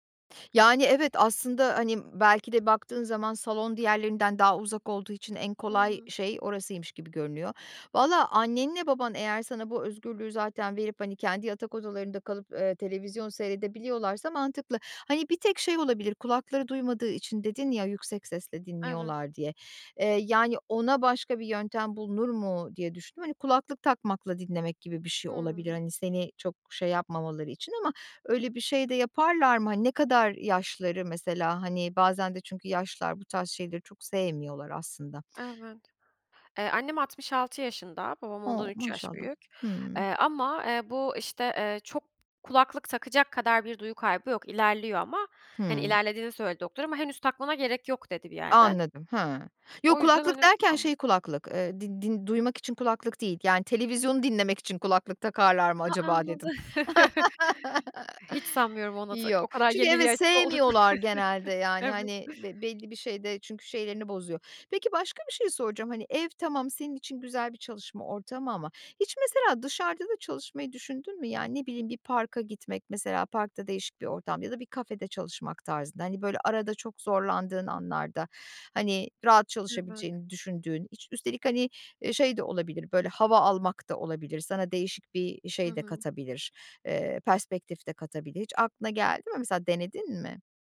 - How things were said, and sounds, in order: other background noise; tapping; chuckle; laughing while speaking: "olduklarını"; chuckle
- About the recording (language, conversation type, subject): Turkish, advice, Evde çalışırken neden sakin bir çalışma alanı oluşturmakta zorlanıyorum?